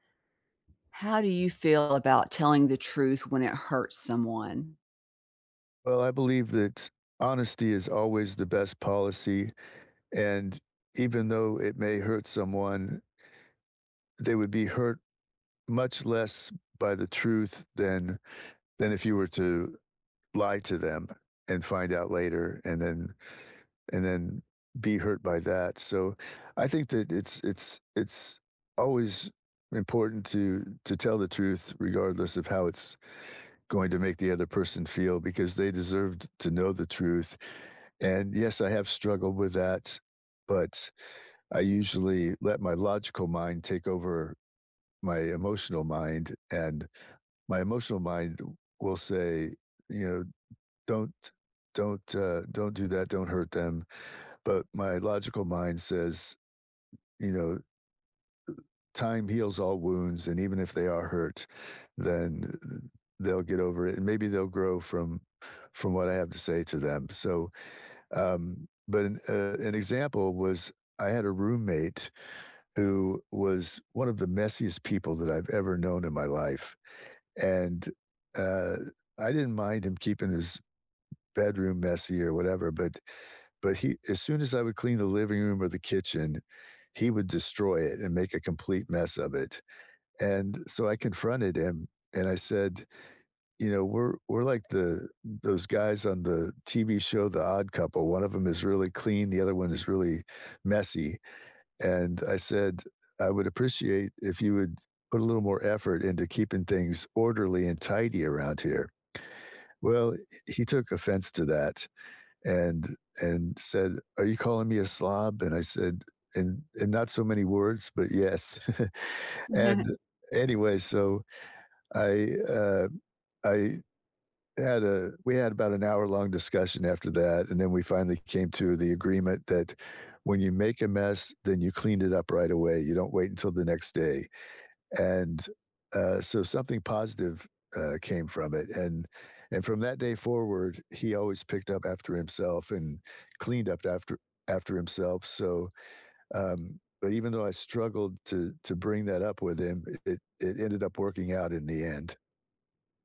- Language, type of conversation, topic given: English, unstructured, How do you feel about telling the truth when it hurts someone?
- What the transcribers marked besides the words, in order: other noise; tapping; chuckle; chuckle